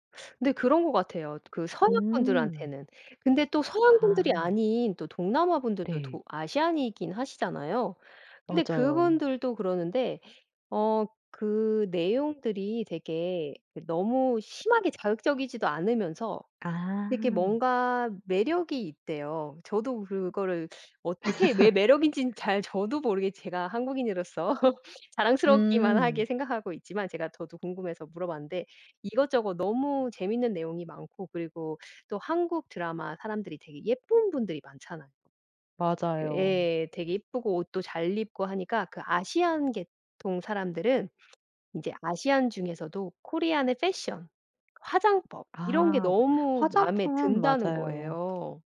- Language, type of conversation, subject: Korean, podcast, K-콘텐츠가 전 세계에서 인기를 끄는 매력은 무엇이라고 생각하시나요?
- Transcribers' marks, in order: tapping; other background noise; laugh; laugh